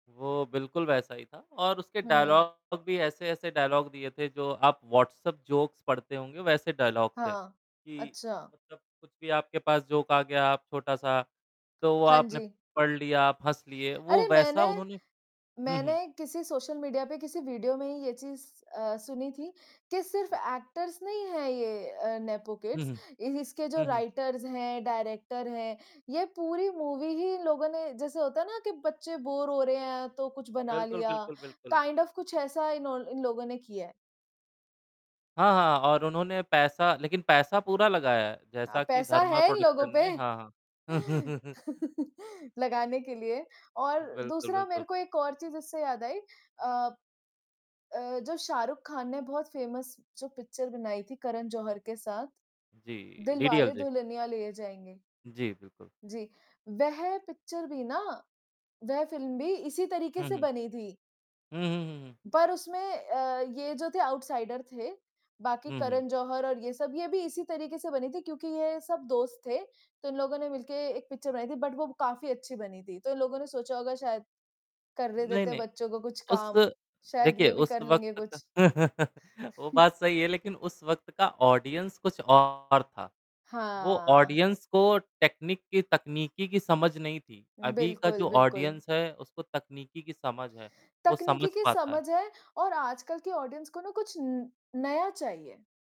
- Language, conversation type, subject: Hindi, unstructured, क्या जरूरत से ज्यादा अभिनय फिल्मों का मज़ा खराब कर देता है?
- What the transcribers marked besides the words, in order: static; distorted speech; in English: "डायलॉग"; in English: "डायलॉग"; in English: "जोक्स"; in English: "डायलॉग"; in English: "जोक"; in English: "एक्टर्स"; in English: "नेपो किड्स"; in English: "राइटर्स"; in English: "डायरेक्टर"; in English: "काइंड ऑफ"; chuckle; in English: "पिक्चर"; in English: "पिक्चर"; in English: "आउटसाइडर"; in English: "पिक्चर"; in English: "बट"; chuckle; in English: "ऑडियंस"; in English: "ऑडियंस"; in English: "टेक्निक"; in English: "ऑडियंस"; in English: "ऑडियंस"